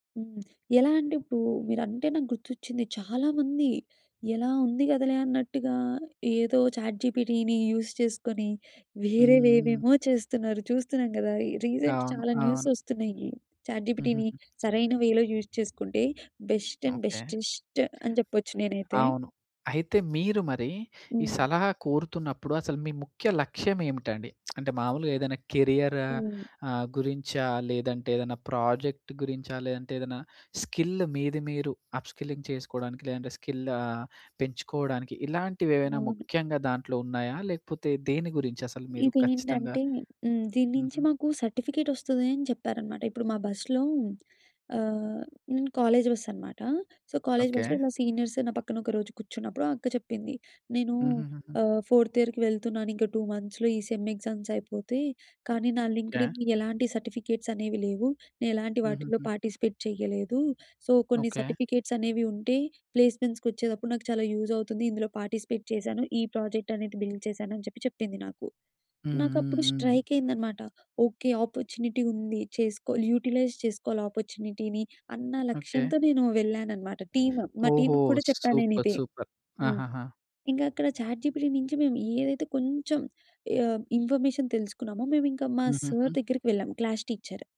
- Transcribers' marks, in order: in English: "చాట్‌జీపీటీ‌ని యూస్"; in English: "రీసెంట్"; in English: "చాట్‌జీపీటీ‌ని"; tapping; in English: "వేలో యూస్"; in English: "బెస్ట్ అండ్ బెటెస్ట్"; other background noise; in English: "స్కిల్"; in English: "అప్‌స్కిల్లింగ్"; in English: "స్కిల్"; in English: "కాలేజ్"; in English: "సో, కాలేజ్"; in English: "సీనియర్స్"; in English: "ఫోర్త్ ఇయర్‌కి"; in English: "టూ మంత్స్‌లో"; in English: "సెమ్ ఎగ్జామ్స్"; in English: "లింక్డ్ఇన్"; in English: "పార్టిసిపేట్"; in English: "సో"; in English: "యూజ్"; in English: "పార్టిసిపేట్"; in English: "ప్రాజెక్ట్"; in English: "బిల్డ్"; in English: "ఆపర్చునిటీ"; in English: "యుటిలైజ్"; in English: "ఆపర్చునిటీని"; in English: "టీమ్"; in English: "టీమ్‌కి"; in English: "సూపర్, సూపర్"; in English: "చాట్‌జీపీటీ"; in English: "ఇన్ఫర్మేషన్"
- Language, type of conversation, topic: Telugu, podcast, మెంటర్ దగ్గర సలహా కోరే ముందు ఏమేమి సిద్ధం చేసుకోవాలి?